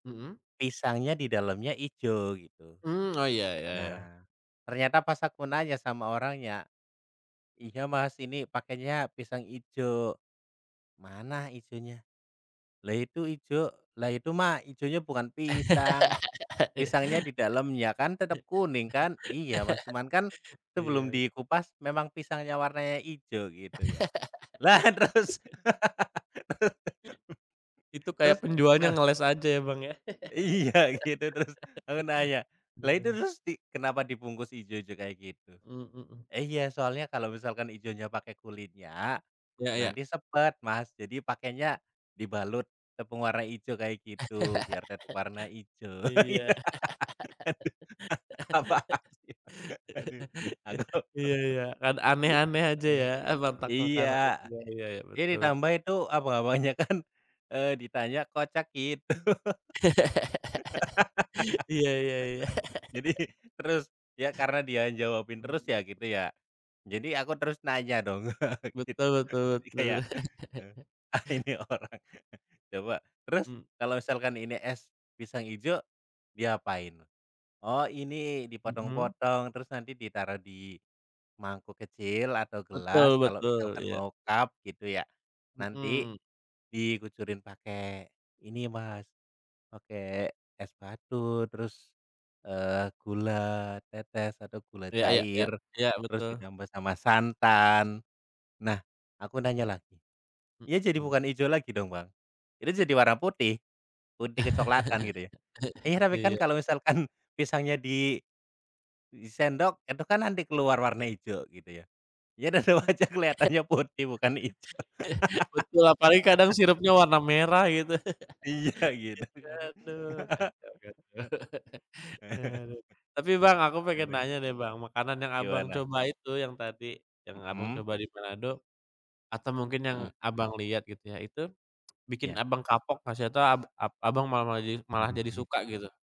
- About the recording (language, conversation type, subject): Indonesian, unstructured, Apa makanan paling aneh yang pernah kamu coba saat bepergian?
- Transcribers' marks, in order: laugh; laugh; laughing while speaking: "lah terus"; laugh; laughing while speaking: "Iya gitu"; laugh; laugh; laugh; laughing while speaking: "iya apaan sih aduh aku"; laugh; tapping; laughing while speaking: "apanya"; laughing while speaking: "gitu"; laugh; laugh; laugh; laughing while speaking: "gitu"; laughing while speaking: "ini orang"; chuckle; in English: "cup"; laugh; laughing while speaking: "ya tetap aja kelihatannya putih bukan hijau"; laugh; laugh; unintelligible speech; laugh; chuckle; laughing while speaking: "Iya gitu kan"; laugh; chuckle